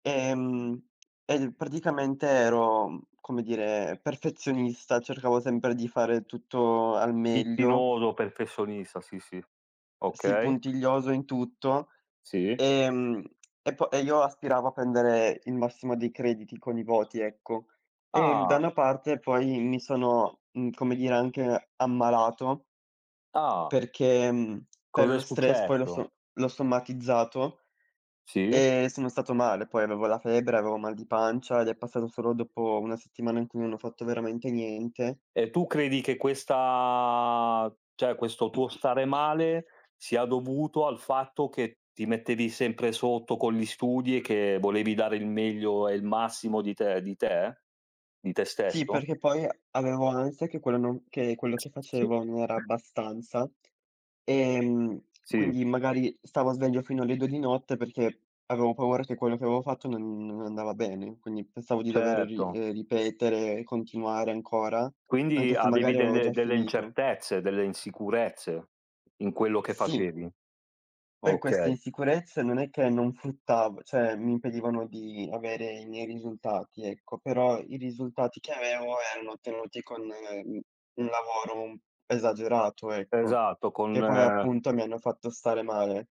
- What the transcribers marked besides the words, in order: tapping; "perfezionista" said as "perfessonista"; drawn out: "questa"; "cioè" said as "c'è"; cough; other background noise; "cioè" said as "ceh"
- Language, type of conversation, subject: Italian, unstructured, Che cosa ti ha insegnato un errore importante nella vita?